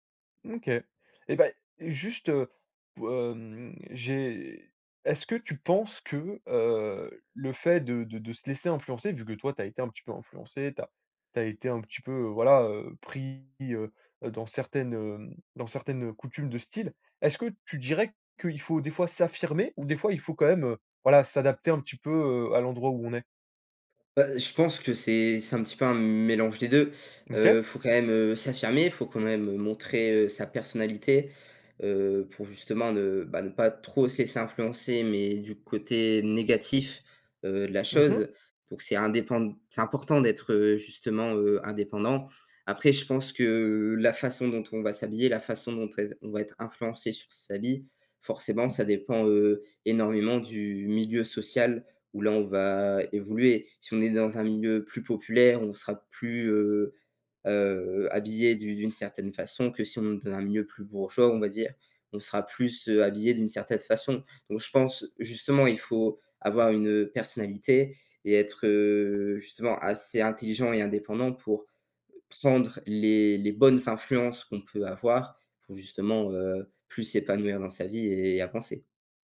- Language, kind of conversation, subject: French, podcast, Comment ton style vestimentaire a-t-il évolué au fil des années ?
- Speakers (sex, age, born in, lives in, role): male, 18-19, France, France, guest; male, 20-24, France, France, host
- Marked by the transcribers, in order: other background noise